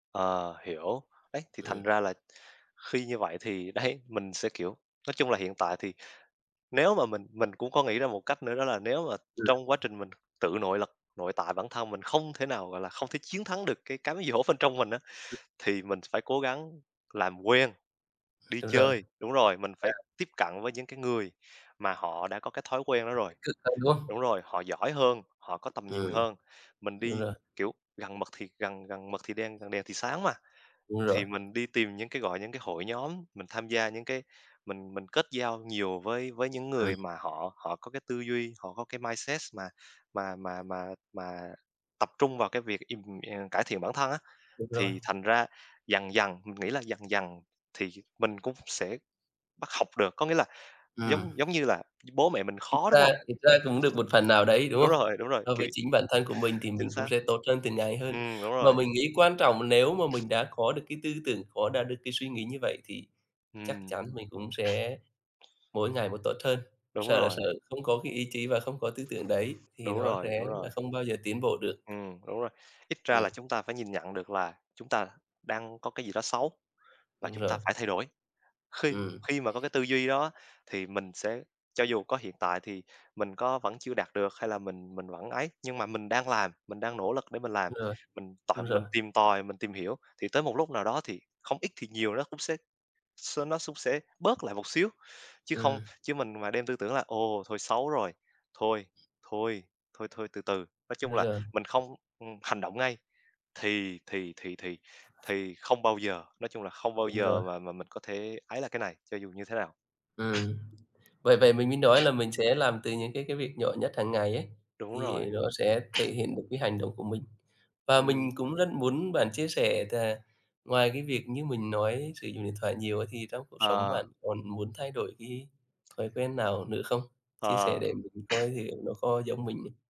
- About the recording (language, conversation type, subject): Vietnamese, unstructured, Bạn sẽ làm gì nếu mỗi tháng bạn có thể thay đổi một thói quen xấu?
- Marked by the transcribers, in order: tapping; laughing while speaking: "đấy"; other background noise; laughing while speaking: "dỗ bên trong mình"; in English: "mindset"; other noise